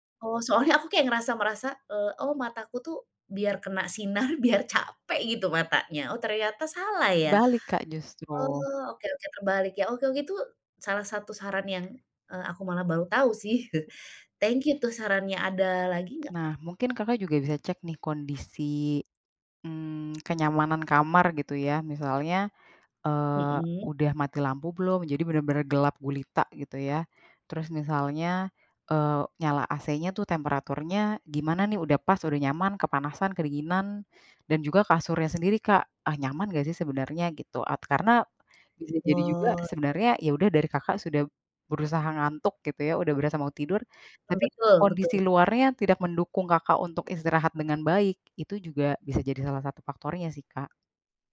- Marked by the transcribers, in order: laughing while speaking: "sinar, biar"; tapping; chuckle; other background noise; unintelligible speech
- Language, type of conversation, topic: Indonesian, advice, Mengapa saya bangun merasa lelah meski sudah tidur cukup lama?
- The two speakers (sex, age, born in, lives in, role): female, 30-34, Indonesia, Indonesia, advisor; female, 45-49, Indonesia, Indonesia, user